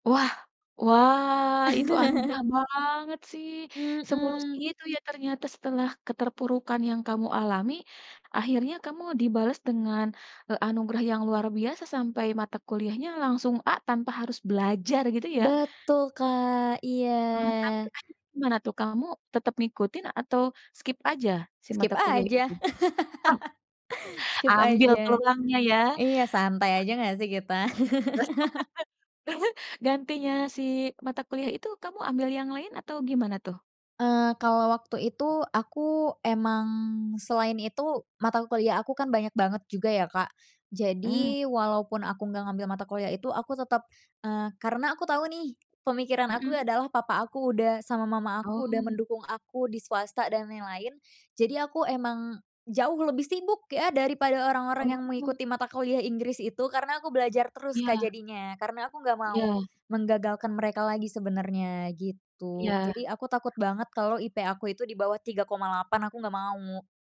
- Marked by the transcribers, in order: drawn out: "wah"; laugh; drawn out: "Iya"; in English: "skip"; in English: "Skip"; laugh; in English: "Skip"; laugh
- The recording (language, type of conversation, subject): Indonesian, podcast, Siapa yang paling membantu kamu saat mengalami kegagalan, dan bagaimana cara mereka membantumu?